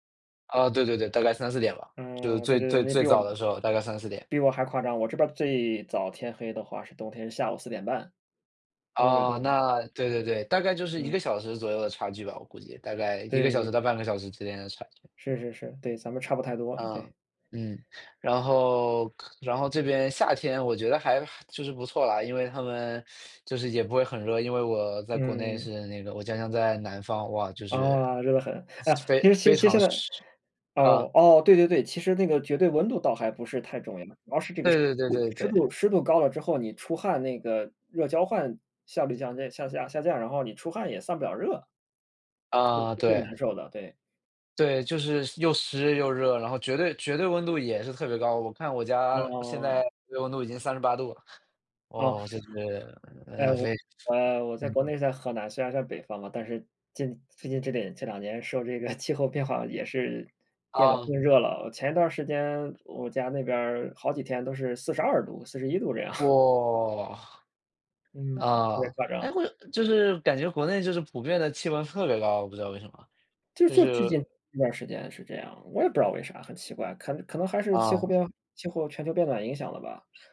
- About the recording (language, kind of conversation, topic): Chinese, unstructured, 你怎么看最近的天气变化？
- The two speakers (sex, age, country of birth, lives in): male, 25-29, China, Netherlands; male, 35-39, China, Germany
- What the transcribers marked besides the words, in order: other background noise; chuckle; chuckle; chuckle